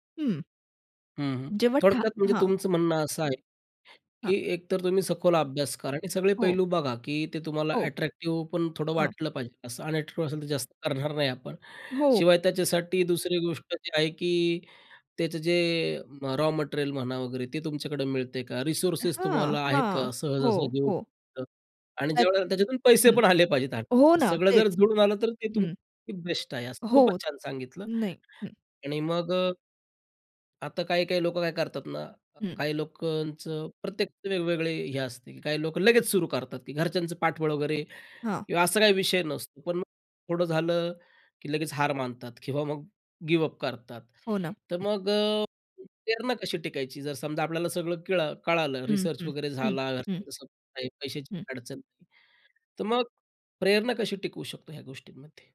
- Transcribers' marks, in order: other background noise; in English: "रॉ"; in English: "रिसोर्सेस"; tapping; in English: "गिव्हअप"
- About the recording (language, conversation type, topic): Marathi, podcast, घरबसल्या नवीन कौशल्य शिकण्यासाठी तुम्ही कोणते उपाय सुचवाल?